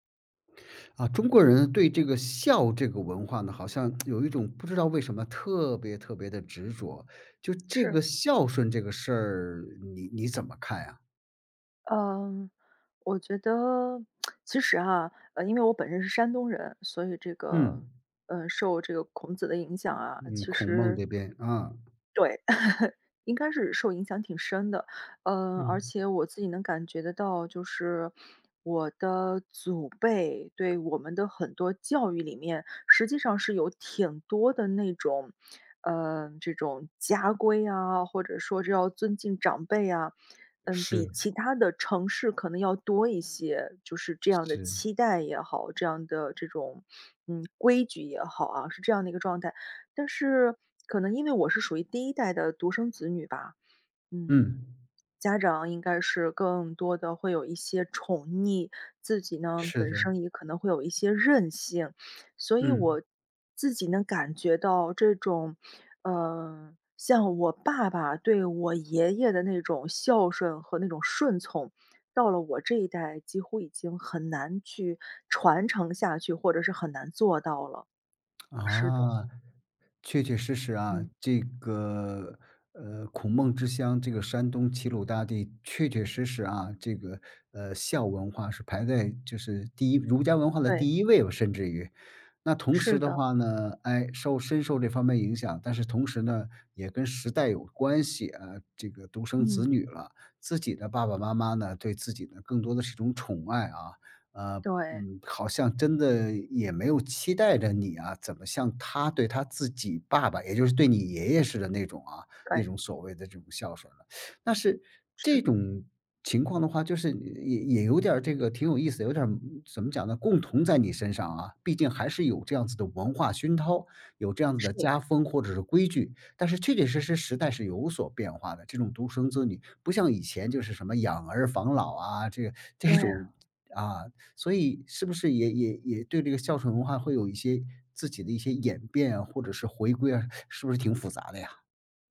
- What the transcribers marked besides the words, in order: tsk; tsk; laugh; tapping; "是" said as "至"; tsk; teeth sucking; laughing while speaking: "这种"
- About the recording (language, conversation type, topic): Chinese, podcast, 你怎么看待人们对“孝顺”的期待？